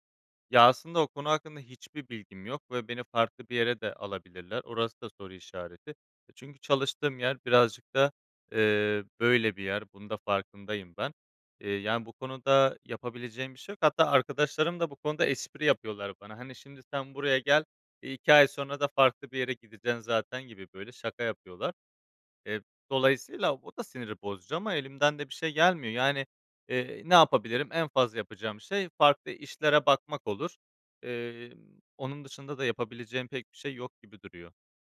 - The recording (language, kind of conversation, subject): Turkish, advice, İş yerinde görev ya da bölüm değişikliği sonrası yeni rolünüze uyum süreciniz nasıl geçti?
- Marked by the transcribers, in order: none